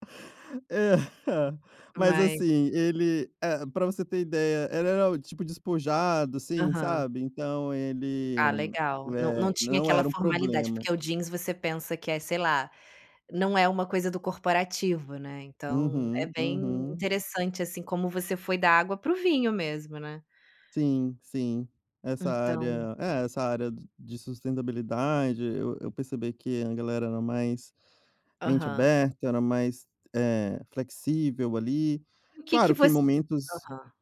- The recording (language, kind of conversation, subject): Portuguese, podcast, Como você separa sua vida pessoal da sua identidade profissional?
- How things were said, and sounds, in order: none